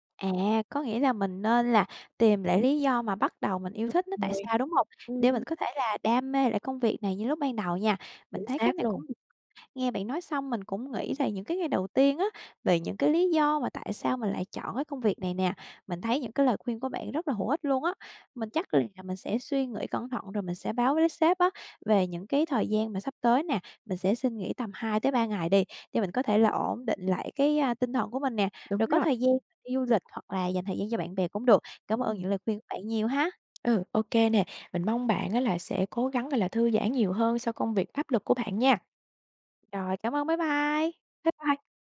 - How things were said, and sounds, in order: other background noise; tapping
- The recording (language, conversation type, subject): Vietnamese, advice, Bạn đang cảm thấy kiệt sức vì công việc và chán nản, phải không?